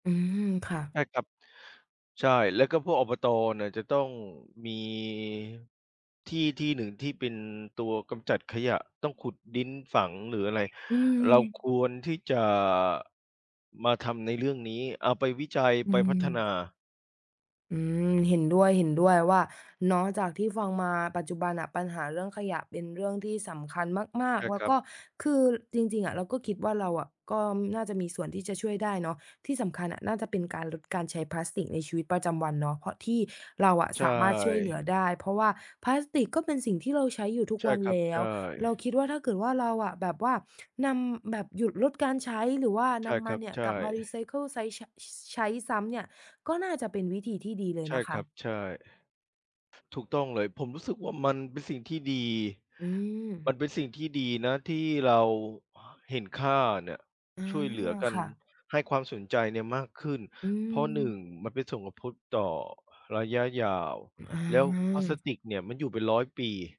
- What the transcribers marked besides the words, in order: drawn out: "มี"; background speech; other background noise; tapping; "ทบ" said as "พต"
- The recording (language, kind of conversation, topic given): Thai, unstructured, ถ้าทุกคนช่วยกันลดการใช้พลาสติก คุณคิดว่าจะช่วยเปลี่ยนโลกได้ไหม?